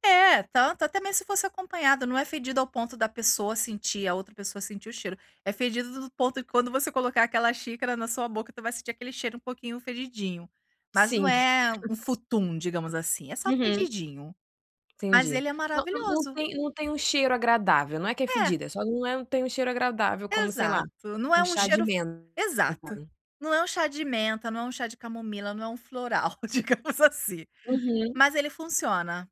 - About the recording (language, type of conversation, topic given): Portuguese, advice, Como posso criar e manter um horário de sono consistente todas as noites?
- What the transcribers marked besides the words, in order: chuckle; laughing while speaking: "digamos assim"